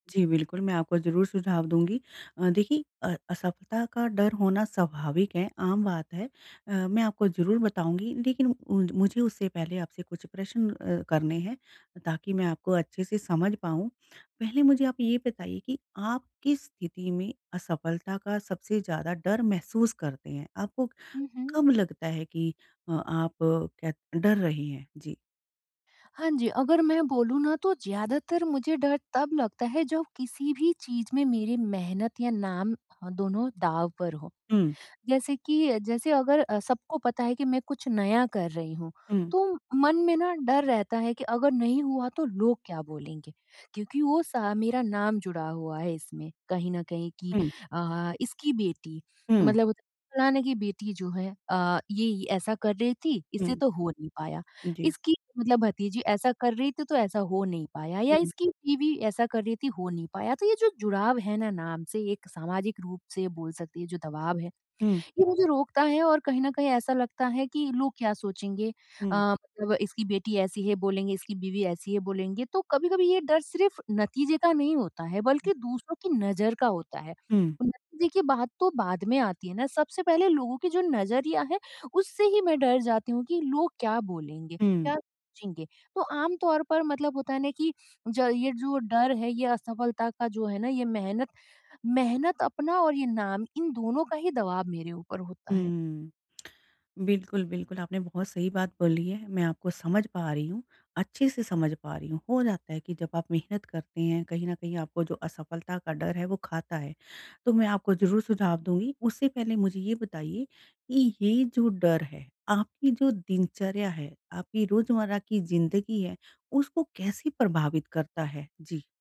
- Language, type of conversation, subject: Hindi, advice, असफलता के डर को नियंत्रित करना
- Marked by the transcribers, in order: tongue click